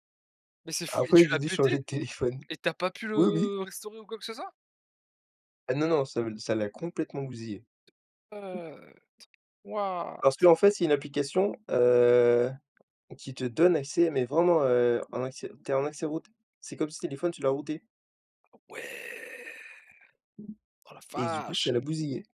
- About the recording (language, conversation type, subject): French, unstructured, Comment la technologie influence-t-elle notre vie quotidienne ?
- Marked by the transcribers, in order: tapping; unintelligible speech; in English: "What !"; other background noise; in English: "root"; in English: "rooté"; drawn out: "ouais !"